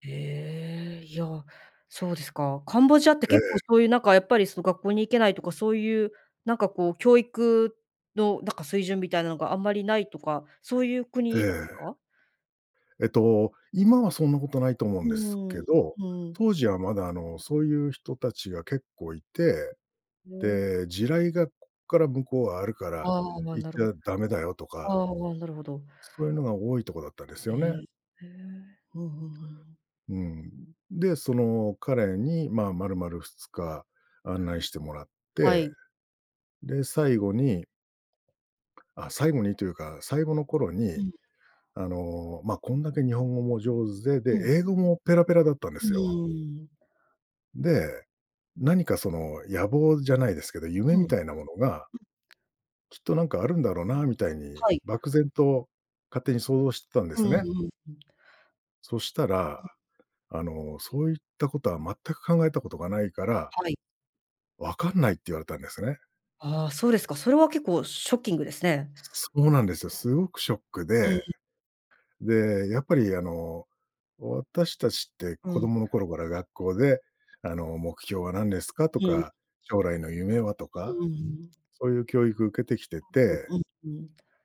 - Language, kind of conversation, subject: Japanese, podcast, 旅をきっかけに人生観が変わった場所はありますか？
- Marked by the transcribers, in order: other background noise